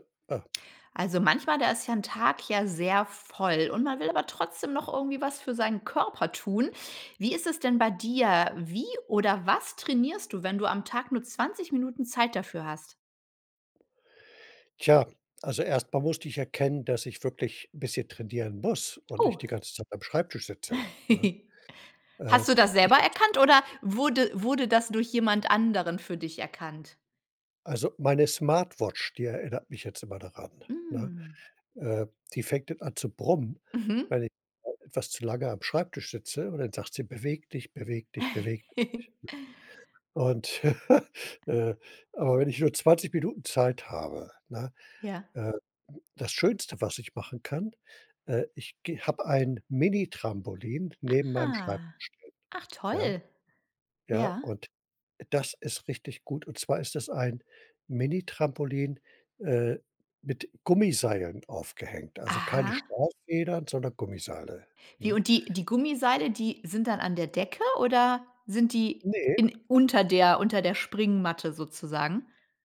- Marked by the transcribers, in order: stressed: "muss"; laugh; sniff; laugh; laugh
- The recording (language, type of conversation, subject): German, podcast, Wie trainierst du, wenn du nur 20 Minuten Zeit hast?